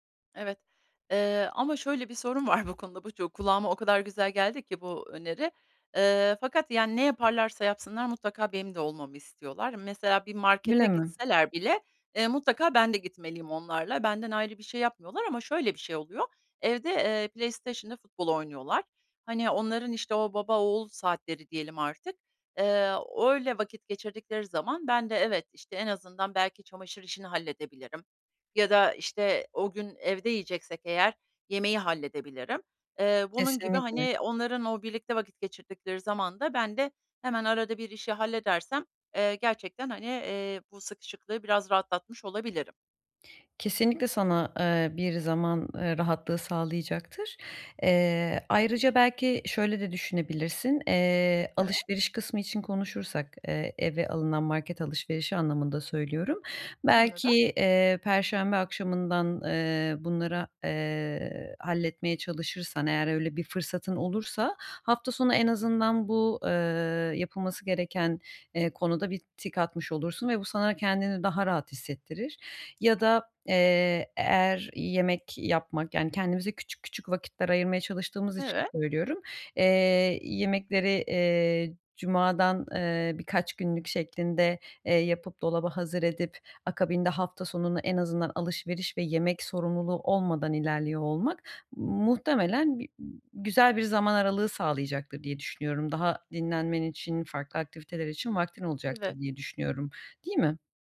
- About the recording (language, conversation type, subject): Turkish, advice, Hafta sonları sosyal etkinliklerle dinlenme ve kişisel zamanımı nasıl daha iyi dengelerim?
- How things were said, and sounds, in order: laughing while speaking: "bu konuda"; unintelligible speech; unintelligible speech; other background noise; other noise